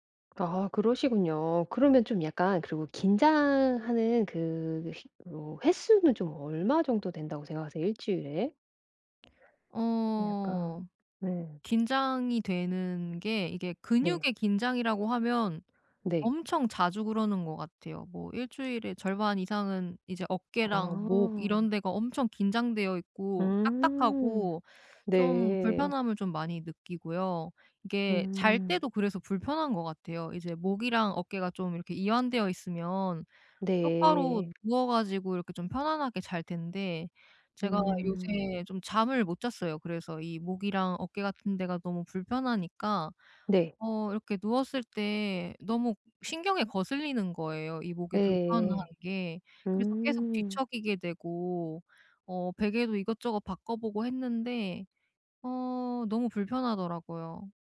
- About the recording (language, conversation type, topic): Korean, advice, 긴장을 풀고 근육을 이완하는 방법은 무엇인가요?
- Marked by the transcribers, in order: other background noise; tapping